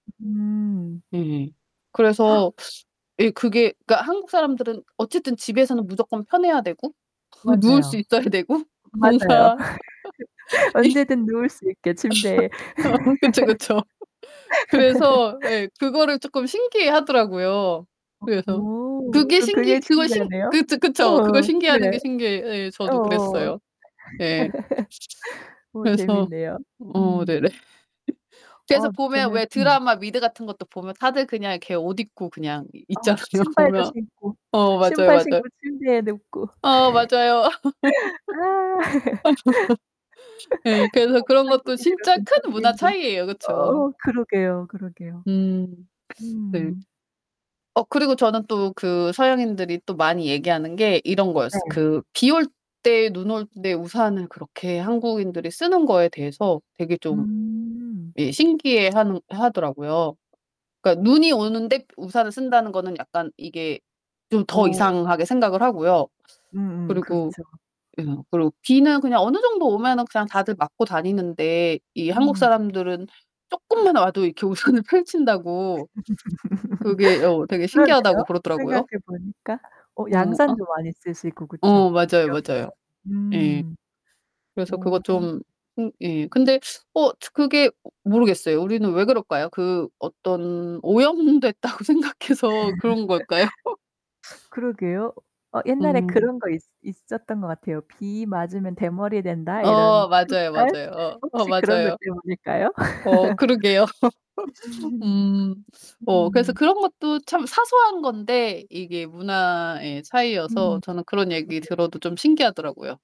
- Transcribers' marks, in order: gasp; tapping; laugh; laughing while speaking: "있어야 되고 뭔가 예"; laugh; laughing while speaking: "언제든 누울 수 있게 침대에"; laugh; laughing while speaking: "어 그쵸, 그쵸"; laugh; other background noise; laugh; laughing while speaking: "네네"; laughing while speaking: "이 있잖아요, 보면. 어 맞아요, 맞아요"; laughing while speaking: "아 맞아요"; laugh; distorted speech; laughing while speaking: "우산을"; laugh; laughing while speaking: "오염됐다고 생각해서 그런 걸까요?"; laugh; laugh
- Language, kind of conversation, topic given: Korean, unstructured, 한국 문화에서 가장 독특하다고 생각하는 점은 무엇인가요?